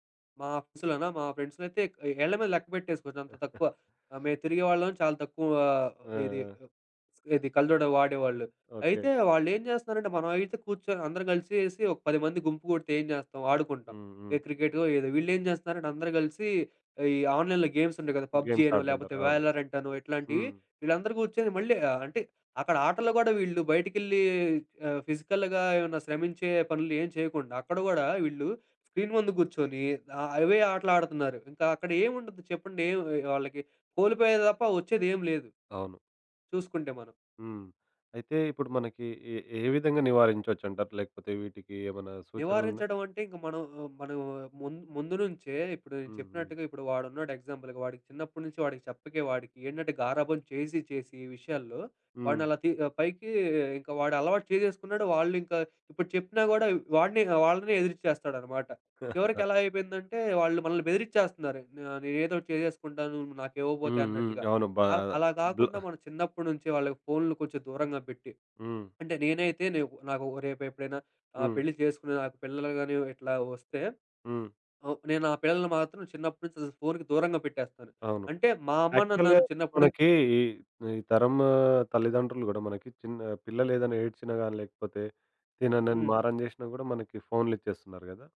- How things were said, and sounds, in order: in English: "ఆఫీస్"; in English: "ఫ్రెండ్స్‌లో"; giggle; in English: "ఆన్‌లైన్‌లో గేమ్స్"; in English: "గేమ్స్"; in English: "పబ్జీ"; in English: "వయలర్"; in English: "ఫిజికల్‌గా"; in English: "స్క్రీన్"; in English: "ఎగ్జాంపుల్‌గా"; giggle; in English: "యాక్చువల్‌గా"
- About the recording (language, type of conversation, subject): Telugu, podcast, బిడ్డల డిజిటల్ స్క్రీన్ టైమ్‌పై మీ అభిప్రాయం ఏమిటి?